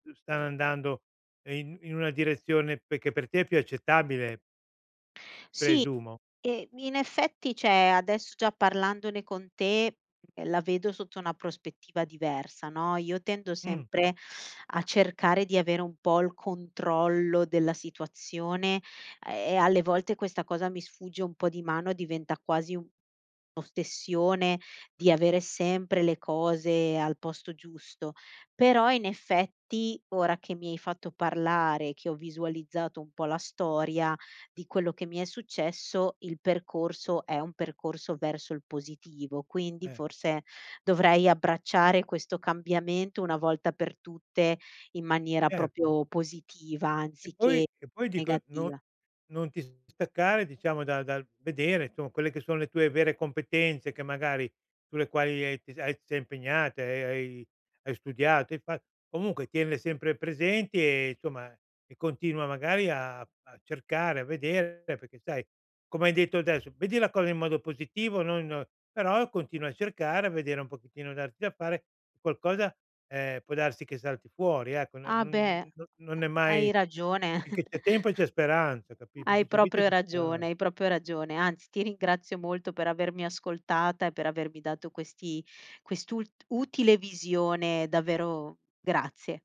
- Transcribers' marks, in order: unintelligible speech; "cioè" said as "ceh"; other background noise; chuckle
- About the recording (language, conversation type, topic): Italian, advice, Come posso adattarmi a grandi cambiamenti imprevisti nella mia vita?
- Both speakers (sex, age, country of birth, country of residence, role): female, 35-39, Italy, Italy, user; male, 70-74, Italy, Italy, advisor